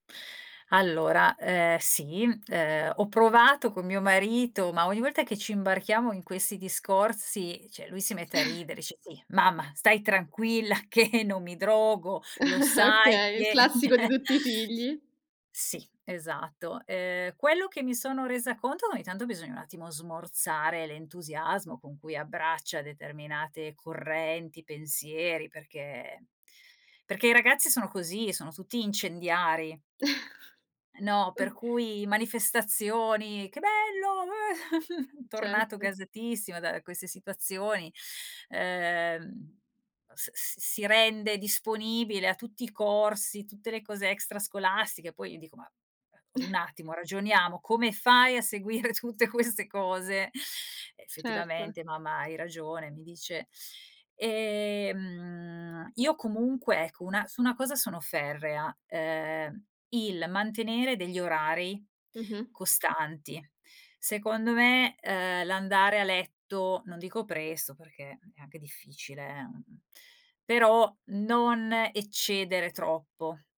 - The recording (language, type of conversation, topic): Italian, podcast, Come sostenete la salute mentale dei ragazzi a casa?
- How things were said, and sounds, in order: "cioè" said as "ceh"; chuckle; "dice" said as "ice"; laughing while speaking: "che"; chuckle; laughing while speaking: "Okay"; chuckle; laughing while speaking: "ceh"; "Cioè" said as "ceh"; chuckle; put-on voice: "Che bello, eh"; chuckle; other background noise; chuckle; laughing while speaking: "seguire tutte queste"; drawn out: "Ehm"